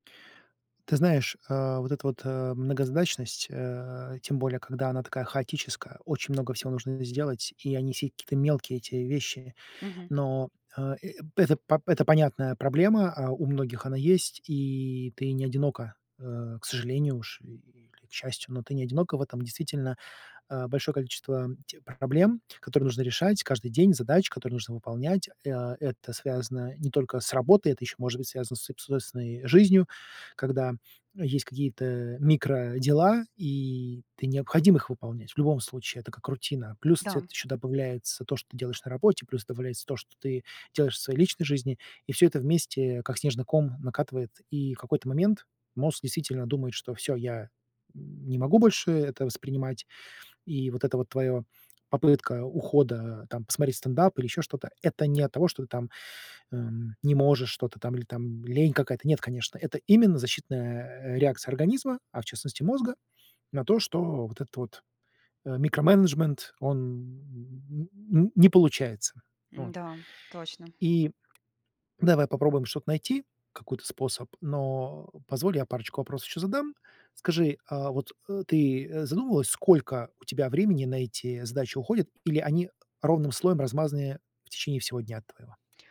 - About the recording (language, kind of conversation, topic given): Russian, advice, Как эффективно группировать множество мелких задач, чтобы не перегружаться?
- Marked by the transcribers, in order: "все" said as "си"; tapping